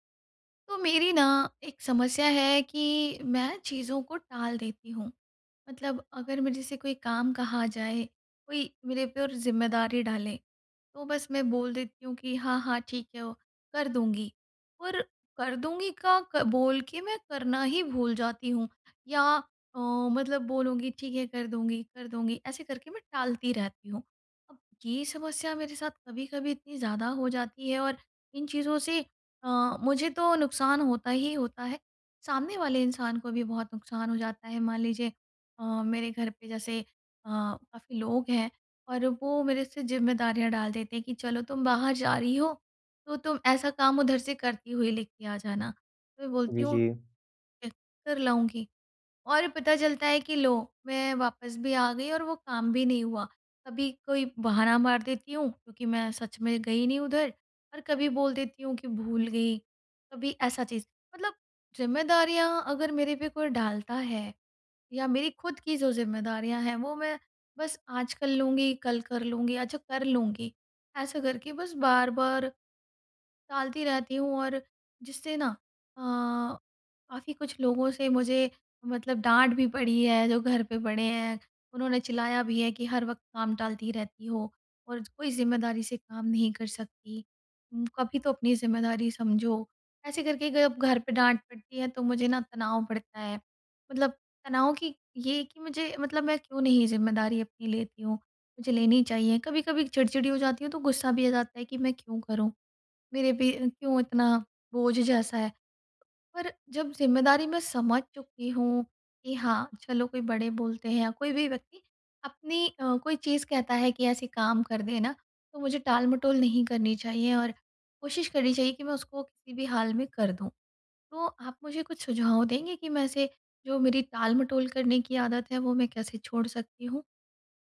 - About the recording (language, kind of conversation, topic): Hindi, advice, मैं टालमटोल की आदत कैसे छोड़ूँ?
- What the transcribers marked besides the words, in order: "जब" said as "गयब"